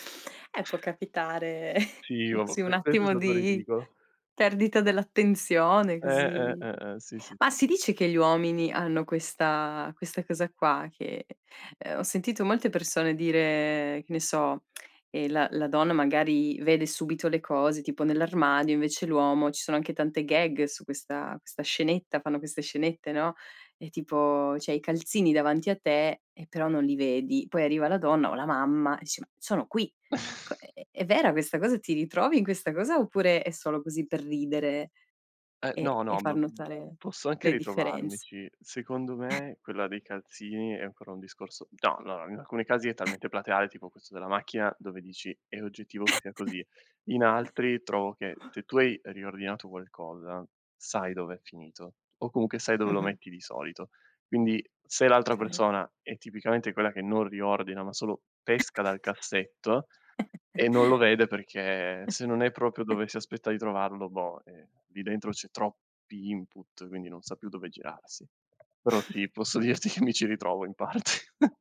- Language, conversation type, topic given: Italian, podcast, Cosa impari quando ti perdi in una città nuova?
- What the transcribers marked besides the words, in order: chuckle; lip smack; "cioè" said as "ceh"; chuckle; chuckle; chuckle; chuckle; chuckle; tapping; snort; laughing while speaking: "dirti che mi ci ritrovo in parte"; chuckle